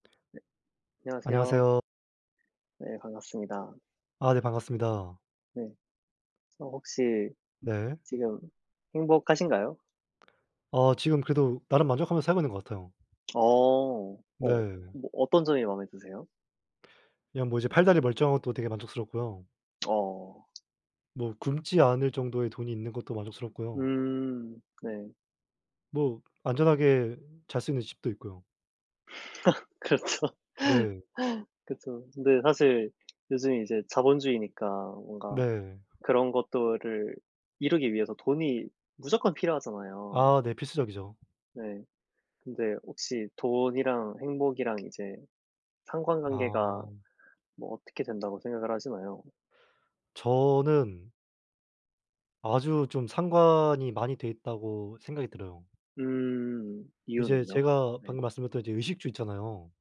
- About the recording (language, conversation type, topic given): Korean, unstructured, 돈과 행복은 어떤 관계가 있다고 생각하나요?
- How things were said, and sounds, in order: other background noise; laugh; laughing while speaking: "그렇죠"; "것들을" said as "것돌을"